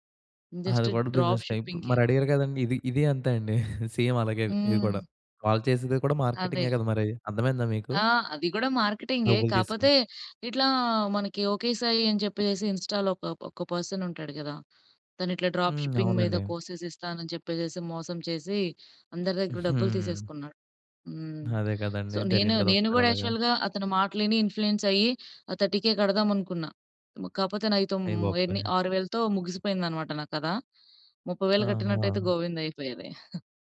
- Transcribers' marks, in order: in English: "జస్ట్ డ్రాప్"; in English: "బిజినెస్ టైప్"; chuckle; in English: "సేమ్"; in English: "ఇన్‌స్టా‌లో"; in English: "డ్రాప్ షిప్పింగ్"; in English: "కోర్సెస్"; in English: "సో"; in English: "యాక్చువల్‌గా"; in English: "ఇన్ఫ్లూయెన్స్"; chuckle
- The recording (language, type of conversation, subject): Telugu, podcast, ఆలస్యంగా అయినా కొత్త నైపుణ్యం నేర్చుకోవడం మీకు ఎలా ఉపయోగపడింది?